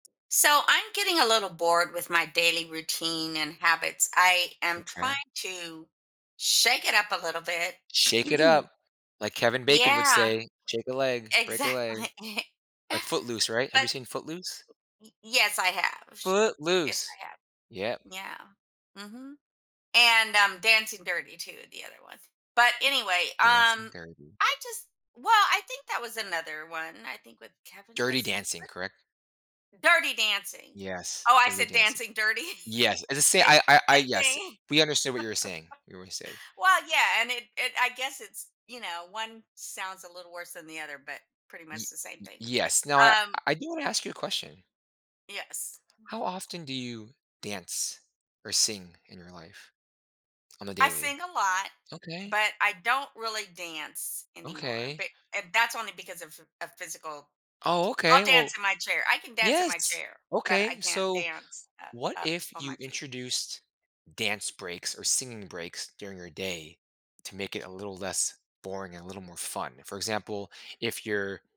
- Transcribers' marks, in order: throat clearing; laughing while speaking: "Exactly"; laughing while speaking: "Dirty? I I think"; chuckle; unintelligible speech; tapping
- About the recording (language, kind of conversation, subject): English, advice, How can I make my daily routine less boring?